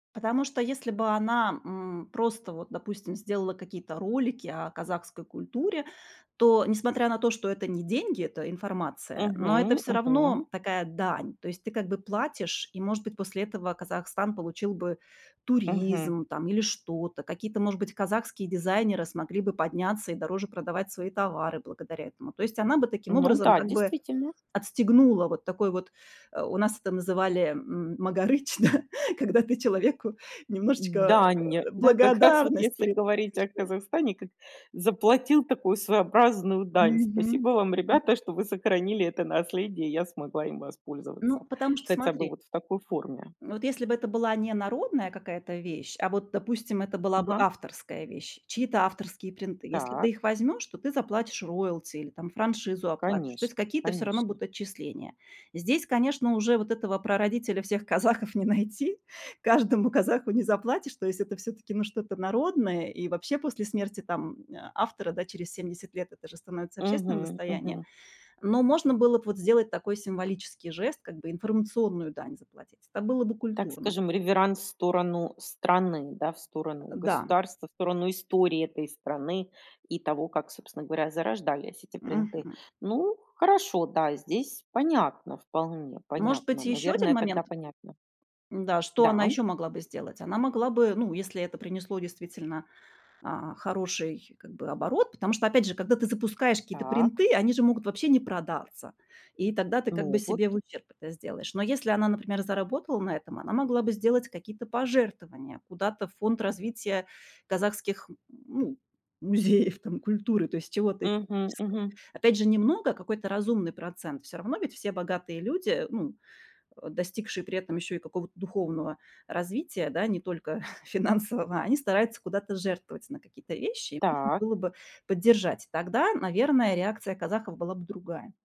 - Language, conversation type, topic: Russian, podcast, Как вы относитесь к использованию элементов других культур в моде?
- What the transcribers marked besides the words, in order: tapping; laughing while speaking: "да, когда ты человеку немножечко благодарность приносишь"; laughing while speaking: "да, как раз вот если говорить о Казахстане"; grunt; laughing while speaking: "казахов не найти. Каждому казаху не заплатишь"; grunt; laughing while speaking: "ну музеев там культуры"; laughing while speaking: "финансового"